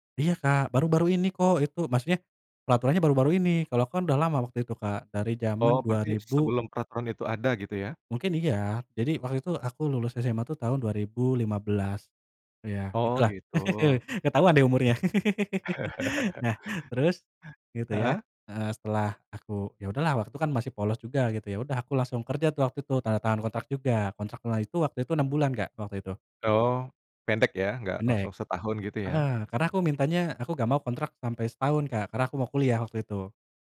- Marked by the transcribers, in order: laugh; exhale; chuckle
- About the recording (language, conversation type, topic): Indonesian, podcast, Ceritakan satu keputusan yang pernah kamu ambil sampai kamu benar-benar kapok?